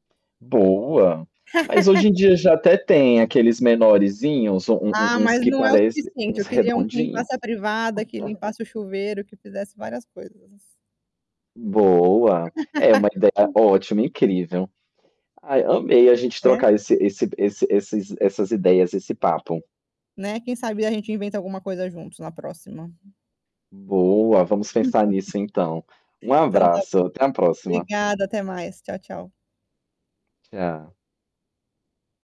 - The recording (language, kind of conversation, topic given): Portuguese, unstructured, Você acha que a tecnologia traz mais vantagens ou desvantagens?
- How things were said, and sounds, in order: laugh; tapping; static; distorted speech; other background noise; chuckle; laugh; chuckle